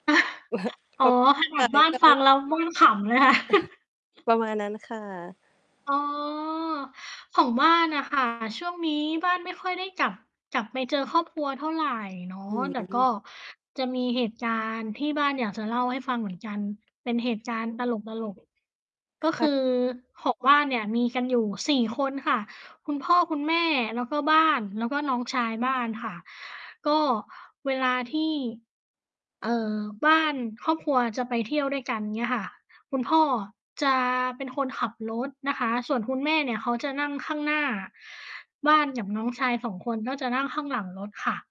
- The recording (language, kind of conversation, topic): Thai, unstructured, ครอบครัวของคุณมีเรื่องตลกอะไรที่ยังจำได้อยู่ไหม?
- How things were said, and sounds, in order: laugh; other background noise; laugh; static; unintelligible speech; distorted speech; laugh